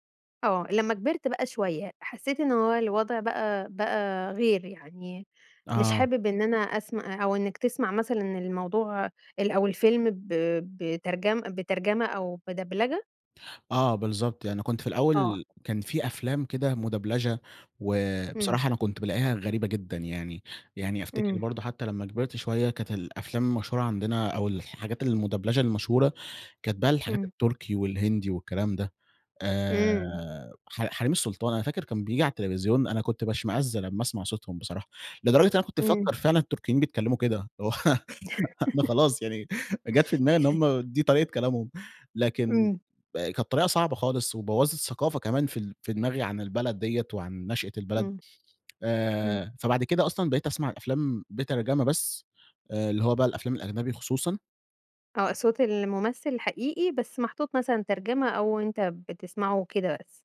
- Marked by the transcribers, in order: in French: "بدبلجة؟"; in French: "مدبلچة"; in French: "المدبلچة"; laugh; laughing while speaking: "أنا خلاص يعني جات في دماغي إن هم دي طريقة كلامهم"
- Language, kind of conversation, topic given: Arabic, podcast, شو رأيك في ترجمة ودبلجة الأفلام؟
- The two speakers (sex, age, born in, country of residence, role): female, 35-39, Egypt, Egypt, host; male, 20-24, Egypt, Egypt, guest